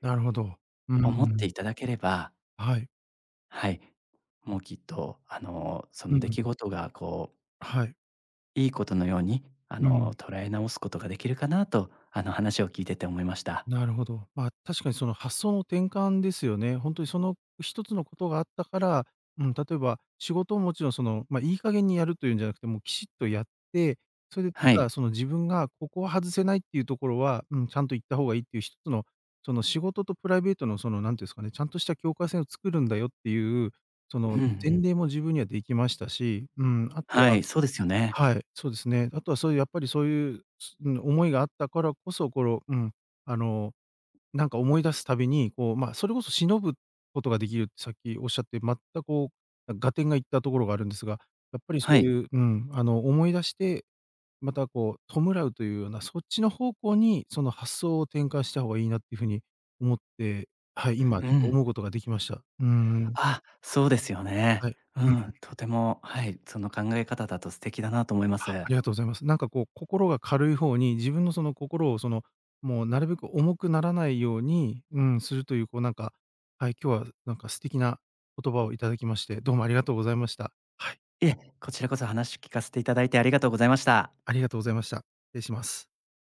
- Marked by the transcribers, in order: unintelligible speech
- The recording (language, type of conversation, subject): Japanese, advice, 過去の出来事を何度も思い出して落ち込んでしまうのは、どうしたらよいですか？